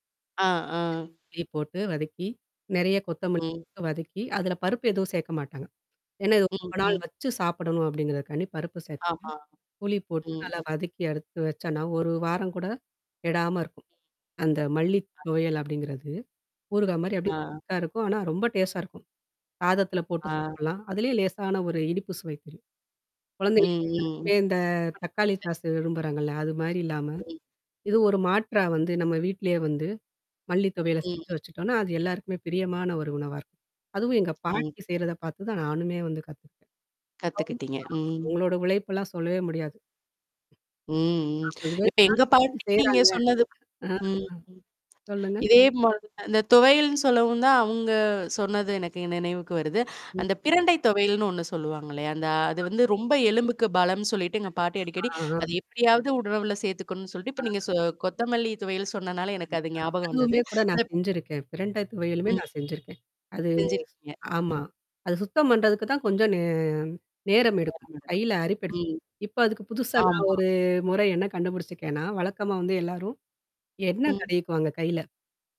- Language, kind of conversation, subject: Tamil, podcast, மரபு உணவுகள் உங்கள் வாழ்க்கையில் எந்த இடத்தைப் பெற்றுள்ளன?
- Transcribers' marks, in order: other noise; other background noise; distorted speech; tapping; unintelligible speech; in English: "டேஸ்டா"; unintelligible speech; unintelligible speech; unintelligible speech; unintelligible speech; static; horn; mechanical hum; unintelligible speech